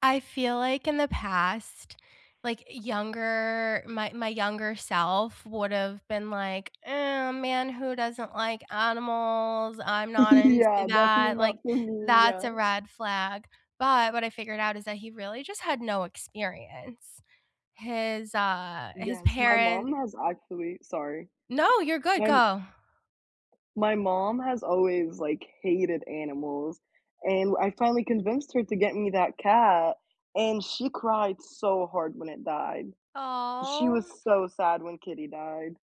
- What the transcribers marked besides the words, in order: chuckle; laughing while speaking: "Yeah"; other background noise; tapping
- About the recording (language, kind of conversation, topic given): English, unstructured, How do pets shape your everyday life and connections with others?
- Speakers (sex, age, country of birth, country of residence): female, 18-19, Egypt, United States; female, 35-39, United States, United States